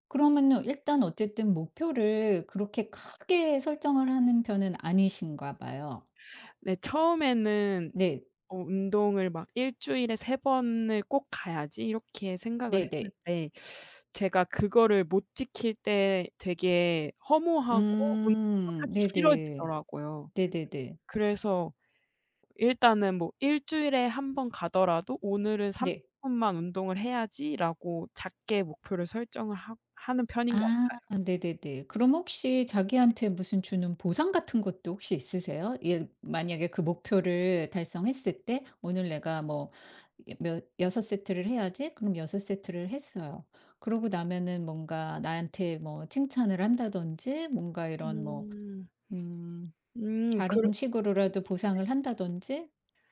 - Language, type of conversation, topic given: Korean, podcast, 운동에 대한 동기부여를 어떻게 꾸준히 유지하시나요?
- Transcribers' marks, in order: other background noise